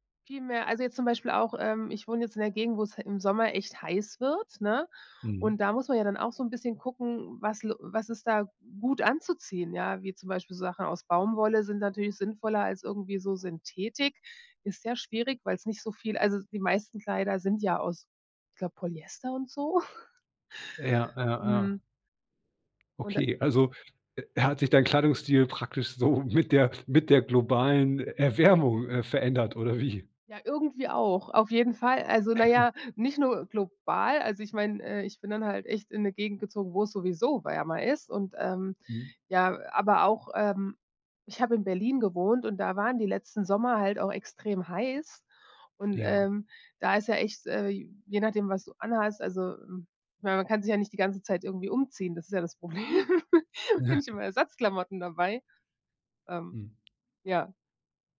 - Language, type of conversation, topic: German, podcast, Wie hat sich dein Kleidungsstil über die Jahre verändert?
- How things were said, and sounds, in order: chuckle; laughing while speaking: "so"; laughing while speaking: "Erwärmung, äh, verändert, oder wie?"; chuckle; laughing while speaking: "Problem"